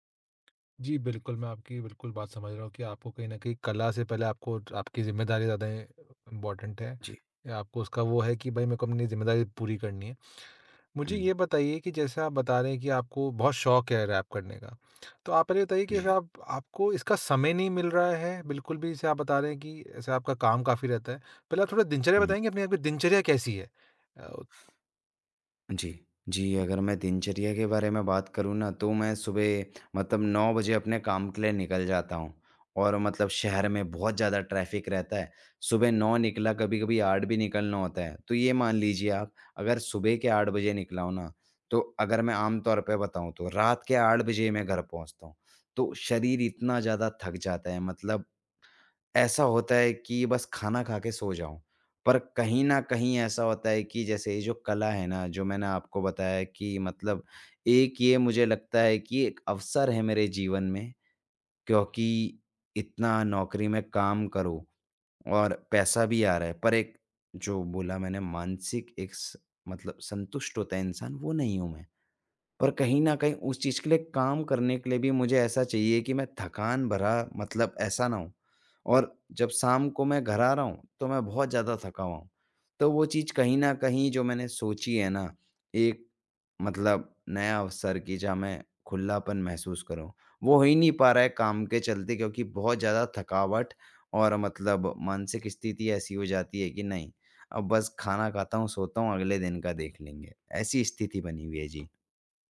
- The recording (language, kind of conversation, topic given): Hindi, advice, नए अवसरों के लिए मैं अधिक खुला/खुली और जिज्ञासु कैसे बन सकता/सकती हूँ?
- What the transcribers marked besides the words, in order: in English: "इ इम्पोर्टेंट"; in English: "ट्रैफ़िक"